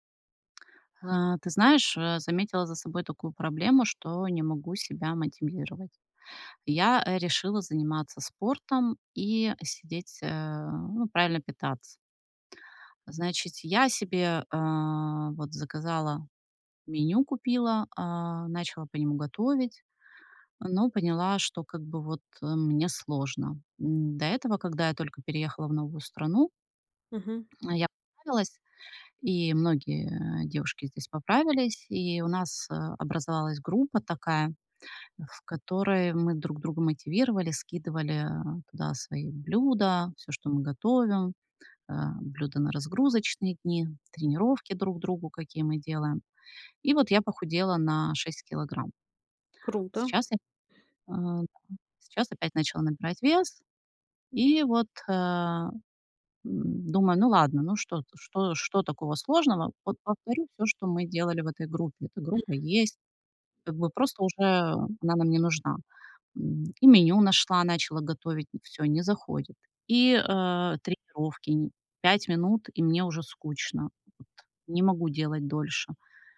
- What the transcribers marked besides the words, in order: other background noise
- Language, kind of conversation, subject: Russian, advice, Почему мне трудно регулярно мотивировать себя без тренера или группы?